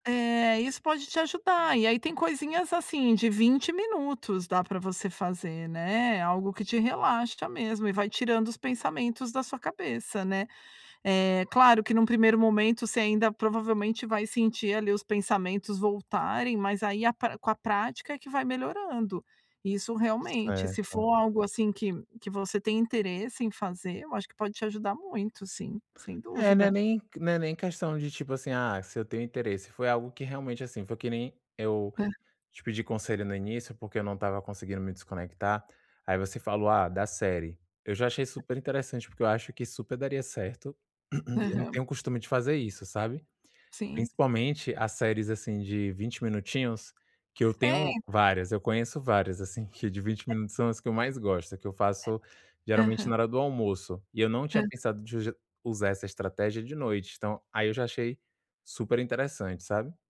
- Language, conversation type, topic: Portuguese, advice, Como posso relaxar em casa depois do trabalho?
- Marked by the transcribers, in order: tapping; throat clearing; other noise